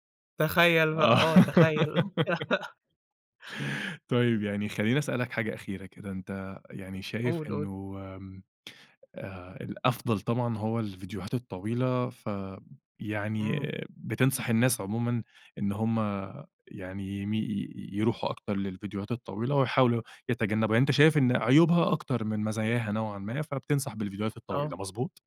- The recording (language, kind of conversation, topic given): Arabic, podcast, ظاهرة الفيديوهات القصيرة
- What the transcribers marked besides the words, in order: laugh